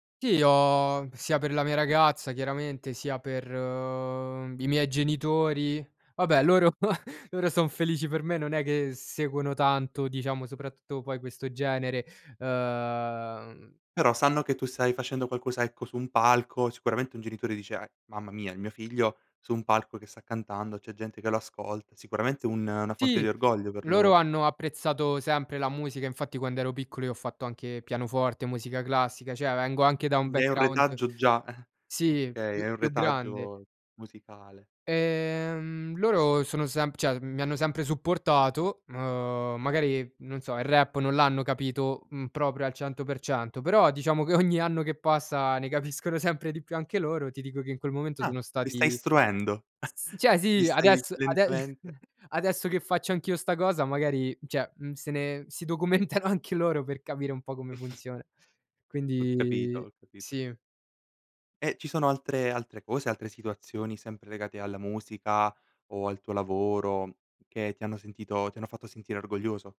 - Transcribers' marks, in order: laugh; "Cioè" said as "ceh"; "cioè" said as "ceh"; laughing while speaking: "ogni"; laughing while speaking: "capiscono"; chuckle; tapping; chuckle; "cioè" said as "ceh"; chuckle
- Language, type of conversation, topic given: Italian, podcast, Quando ti sei sentito davvero orgoglioso di te?